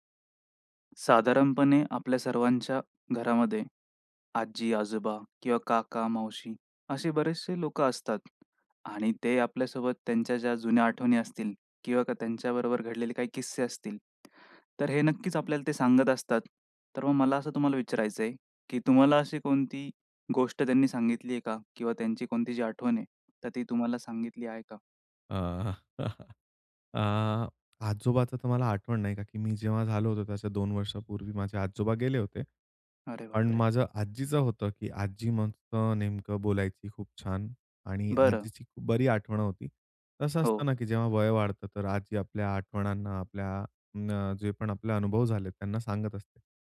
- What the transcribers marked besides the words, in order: other noise; other background noise; chuckle; surprised: "अरे बापरे!"; tapping
- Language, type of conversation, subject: Marathi, podcast, तुझ्या पूर्वजांबद्दल ऐकलेली एखादी गोष्ट सांगशील का?